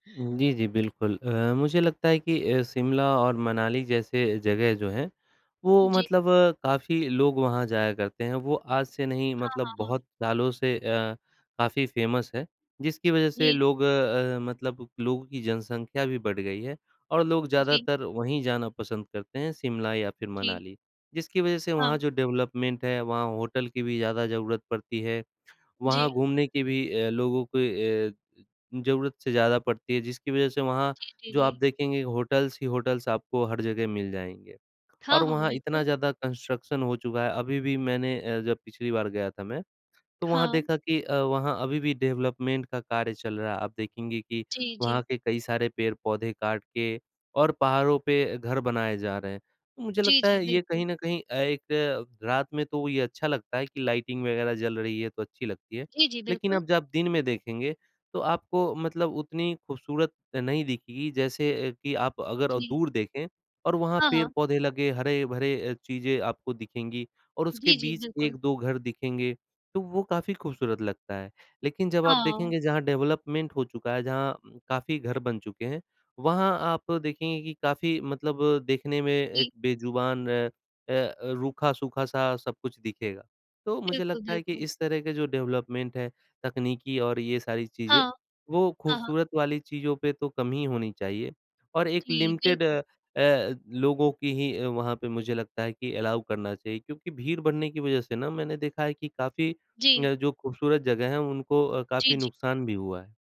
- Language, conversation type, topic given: Hindi, unstructured, यात्रा के दौरान आपको सबसे ज़्यादा खुशी किस बात से मिलती है?
- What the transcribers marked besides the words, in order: in English: "फ़ेमस"; in English: "डेवलपमेंट"; in English: "कंस्ट्रक्शन"; in English: "डेवलपमेंट"; in English: "लाइटिंग"; in English: "डेवलपमेंट"; in English: "डेवलपमेंट"; in English: "लिमिटेड"; in English: "अलाउ"